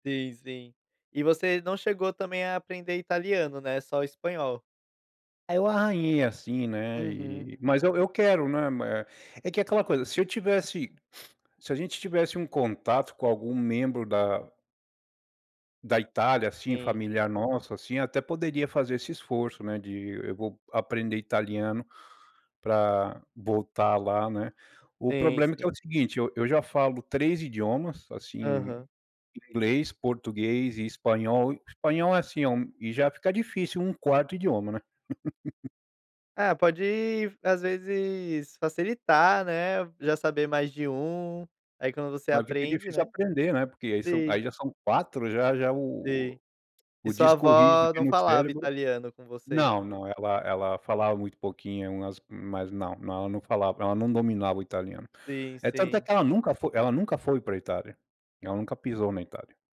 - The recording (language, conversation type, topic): Portuguese, podcast, Que prato caseiro mais te representa e por quê?
- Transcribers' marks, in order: sniff; laugh